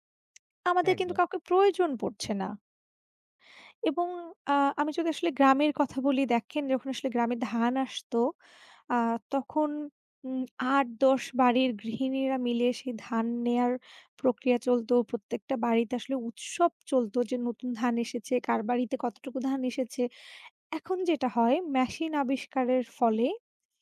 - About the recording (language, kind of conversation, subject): Bengali, unstructured, তোমার জীবনে প্রযুক্তি কী ধরনের সুবিধা এনে দিয়েছে?
- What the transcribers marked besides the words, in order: "মেশিন" said as "ম্যাশিন"